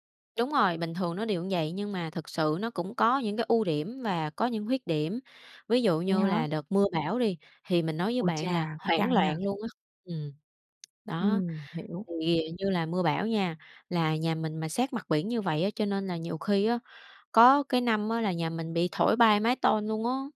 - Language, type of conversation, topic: Vietnamese, podcast, Bạn rút ra điều gì từ việc sống gần sông, biển, núi?
- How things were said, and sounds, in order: tapping; "như" said as "ưn"